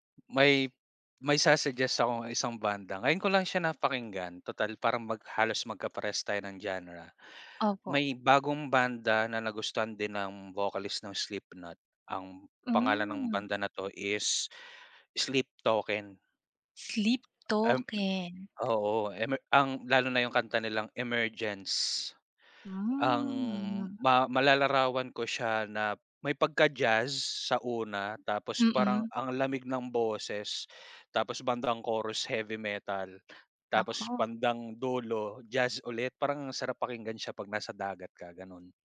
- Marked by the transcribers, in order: tapping; other background noise
- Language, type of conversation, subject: Filipino, unstructured, Paano sa palagay mo nakaaapekto ang musika sa ating mga damdamin?